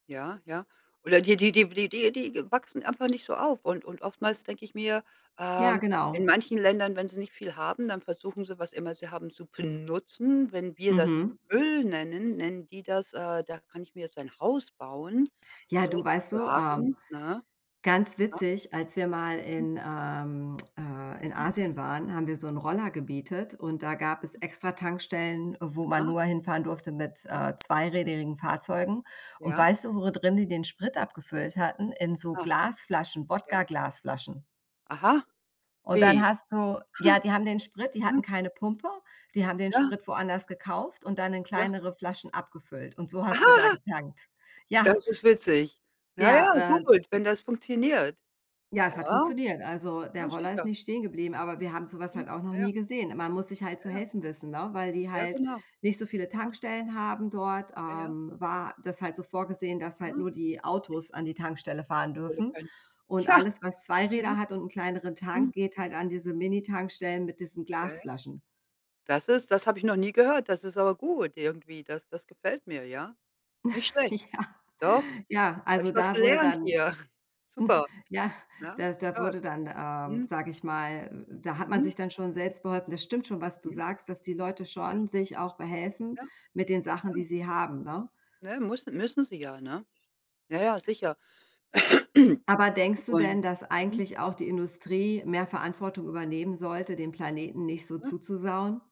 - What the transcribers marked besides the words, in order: laugh; unintelligible speech; unintelligible speech; chuckle; laughing while speaking: "Ja"; chuckle; chuckle; other background noise; throat clearing
- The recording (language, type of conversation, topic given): German, unstructured, Wie wirkt sich Plastikmüll auf unsere Umwelt aus?